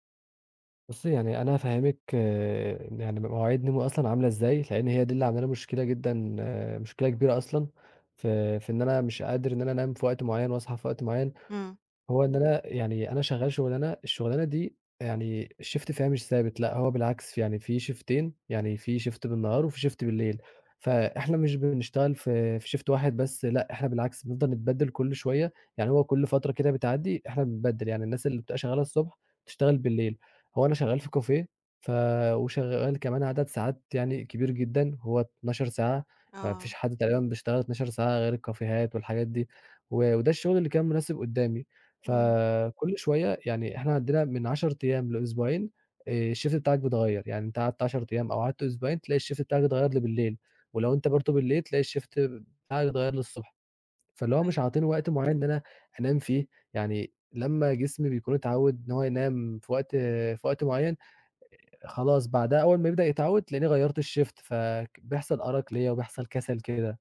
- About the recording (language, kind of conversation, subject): Arabic, advice, إزاي أقدر ألتزم بميعاد نوم وصحيان ثابت؟
- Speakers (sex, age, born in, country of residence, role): female, 65-69, Egypt, Egypt, advisor; male, 20-24, Egypt, Egypt, user
- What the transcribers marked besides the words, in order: in English: "الShift"; in English: "شيفتين"; in English: "Shift"; in English: "Shift"; tapping; in English: "Shift"; in English: "كافيه"; in English: "الكافيهات"; in English: "الShift"; in English: "الShift"; in English: "الShift"; in English: "الShift"